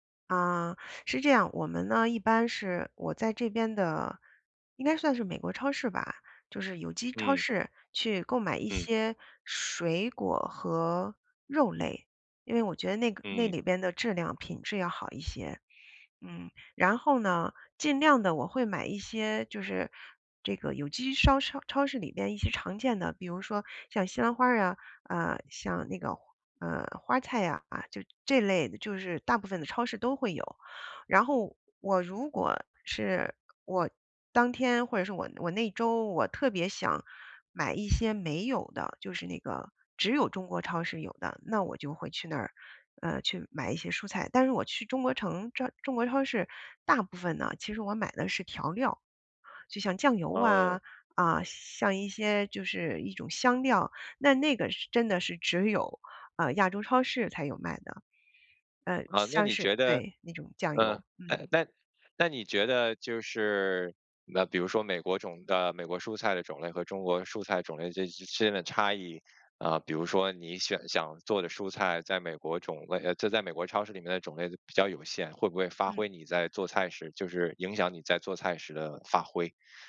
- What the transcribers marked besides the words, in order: "超" said as "烧"; other background noise; "中" said as "招"
- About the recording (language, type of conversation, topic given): Chinese, podcast, 你平时如何规划每周的菜单？